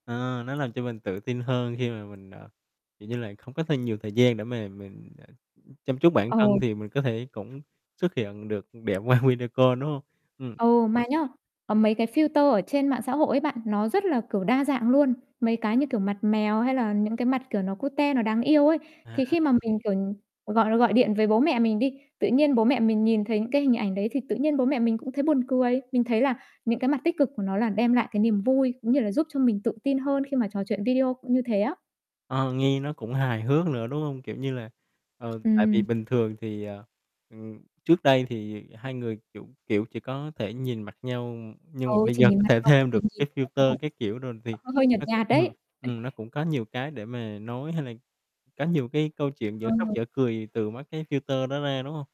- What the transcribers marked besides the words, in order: other background noise; mechanical hum; laughing while speaking: "qua"; in English: "video call"; in English: "filter"; in English: "cu te"; distorted speech; static; in English: "filter"; unintelligible speech; chuckle; in English: "filter"
- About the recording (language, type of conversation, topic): Vietnamese, podcast, Bạn thích gọi điện thoại hay nhắn tin hơn, và vì sao?